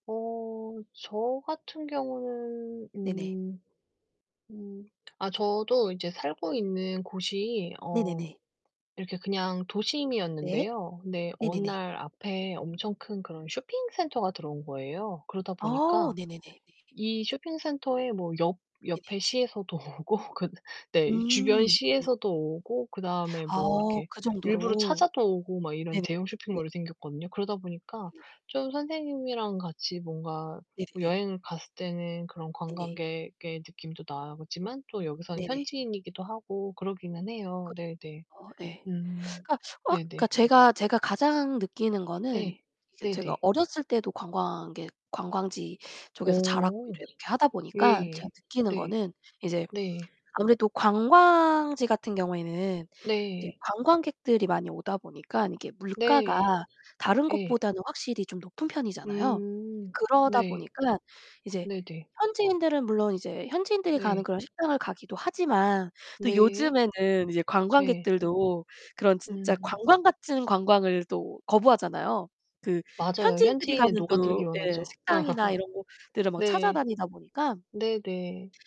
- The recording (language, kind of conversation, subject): Korean, unstructured, 관광객으로 여행하면서 죄책감 같은 감정을 느낀 적이 있나요?
- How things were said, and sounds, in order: distorted speech; laughing while speaking: "옆에 시에서도 오고"; other background noise; laugh